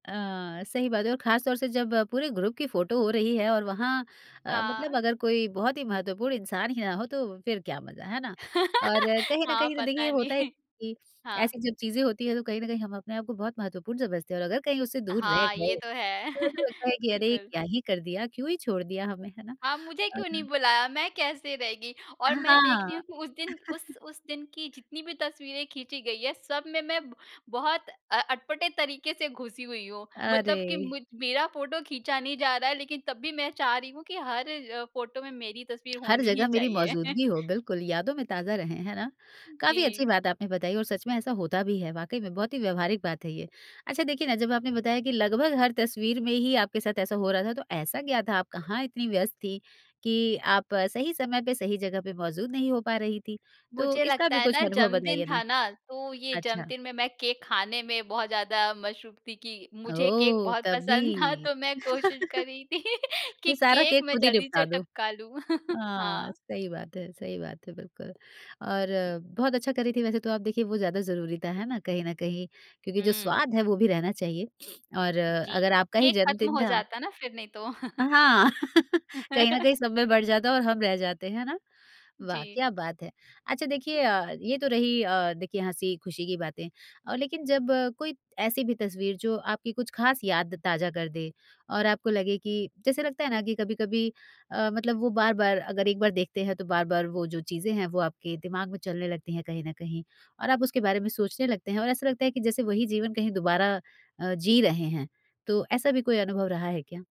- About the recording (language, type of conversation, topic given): Hindi, podcast, पुरानी तस्वीर देखते ही आपके भीतर कौन-सा एहसास जागता है?
- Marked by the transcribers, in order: tapping; in English: "ग्रुप"; laugh; laughing while speaking: "नहीं"; chuckle; unintelligible speech; laugh; laugh; chuckle; laugh; chuckle; sniff; chuckle; laugh; other noise